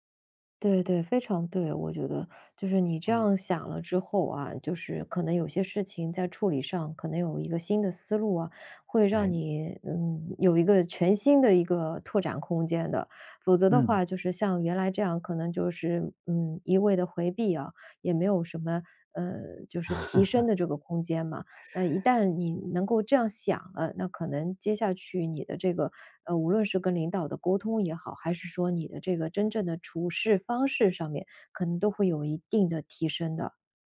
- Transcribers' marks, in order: chuckle; tapping; other background noise
- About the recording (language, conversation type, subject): Chinese, advice, 上司当众批评我后，我该怎么回应？